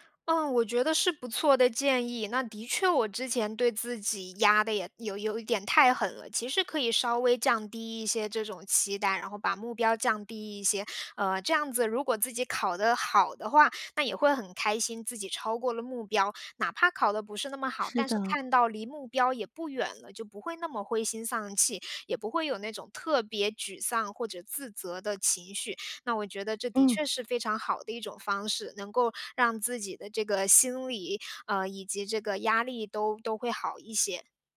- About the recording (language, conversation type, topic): Chinese, advice, 我对自己要求太高，怎样才能不那么累？
- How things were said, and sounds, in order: none